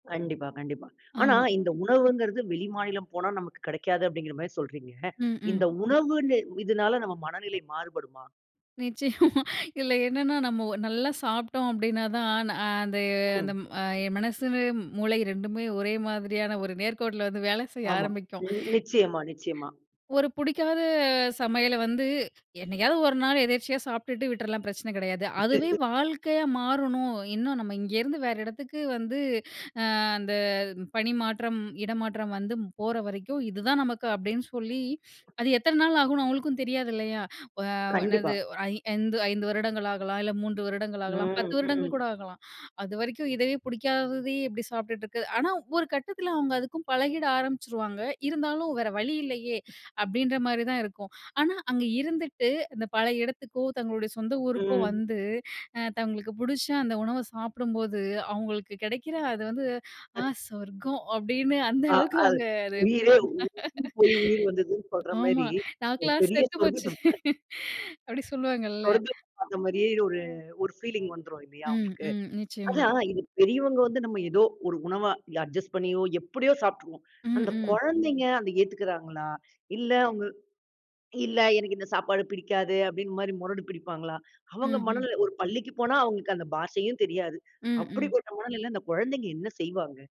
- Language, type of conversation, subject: Tamil, podcast, நீங்கள் வேலை இடத்தை மாற்ற வேண்டிய சூழல் வந்தால், உங்கள் மனநிலையை எப்படிப் பராமரிக்கிறீர்கள்?
- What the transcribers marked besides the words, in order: other noise; laugh; other background noise; unintelligible speech; tapping; horn; chuckle; chuckle; laughing while speaking: "அது வந்து ஆ சொர்க்கம்! அப்படின்னு … செத்துப்போச்சு அப்படி சொல்லுவாங்கள்ல"; joyful: "ஆ சொர்க்கம்! அப்படின்னு அந்த அளவுக்கு அவங்க அத ஃபீல் பண்ணுவாங்க"; unintelligible speech; in English: "ஃபீலிங்"; in English: "அட்ஜஸ்ட்"